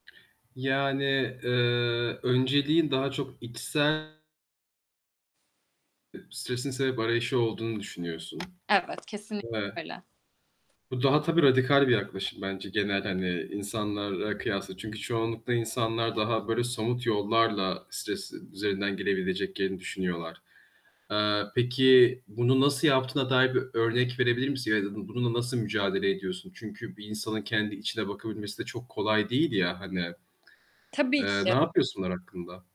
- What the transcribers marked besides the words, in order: static; distorted speech; unintelligible speech; other background noise; tapping
- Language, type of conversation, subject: Turkish, podcast, Stresle başa çıkarken sence hangi alışkanlıklar işe yarıyor?